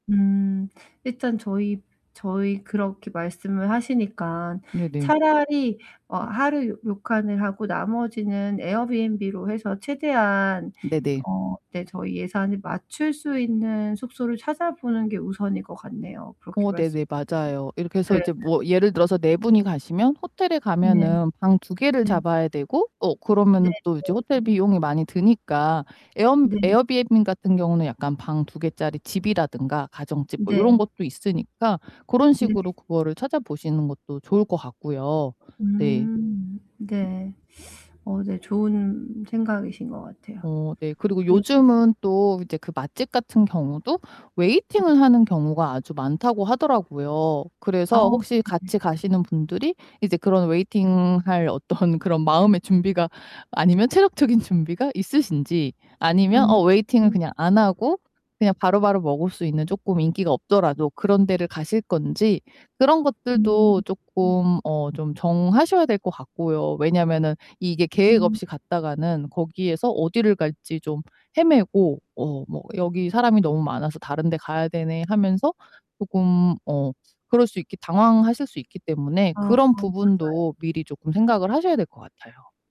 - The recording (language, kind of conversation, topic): Korean, advice, 예산에 맞춰 휴가를 계획하려면 어디서부터 어떻게 시작하면 좋을까요?
- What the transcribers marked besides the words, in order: distorted speech; other background noise; static; laughing while speaking: "어떤"; laughing while speaking: "체력적인 준비가"